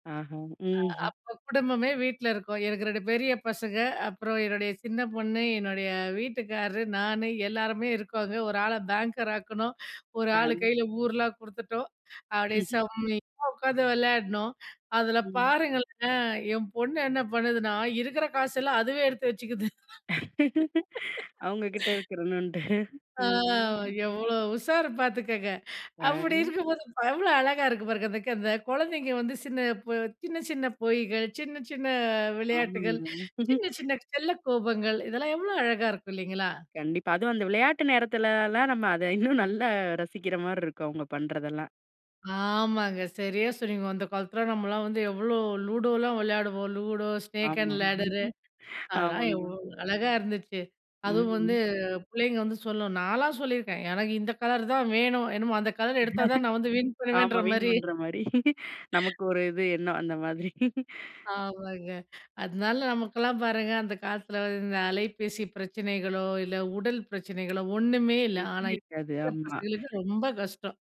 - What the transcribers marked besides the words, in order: chuckle; chuckle; laugh; laughing while speaking: "ஆ, எவ்ளோ உஷாரு பாத்துக்கோங்க, அப்டி இருக்கும்போது எவ்ளோ அழகா இருக்கு பாருங்க"; chuckle; in English: "லூடோலாம்"; in English: "லூடோ ஸ்னேக் அண்ட் லேடரு"; chuckle; chuckle; other noise; chuckle; other background noise; unintelligible speech
- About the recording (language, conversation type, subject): Tamil, podcast, குடும்பத்தோடு ஒரு சாதாரண விளையாட்டு நேரம் எப்படி மகிழ்ச்சி தரும்?
- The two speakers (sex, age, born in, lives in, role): female, 35-39, India, India, host; female, 40-44, India, India, guest